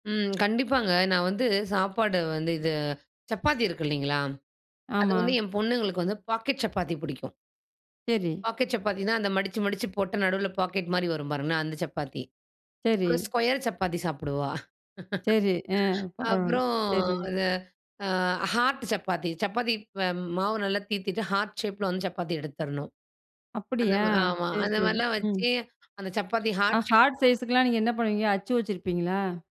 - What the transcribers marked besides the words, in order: tapping; in English: "பாக்கெட்"; in English: "பாக்கெட்"; other background noise; other noise; in English: "ஸ்கொயர்"; laughing while speaking: "சாப்பிடுவா. அப்பறம் இது"; in English: "ஹார்ட்"; in English: "ஹார்ட் ஷேப்பில"; in English: "ஹார்ட் ஷேப்"; in English: "ஹார்ட் சைஸ்க்கெல்லா"
- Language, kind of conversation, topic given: Tamil, podcast, நீங்கள் சமையலை ஒரு படைப்பாகப் பார்க்கிறீர்களா, ஏன்?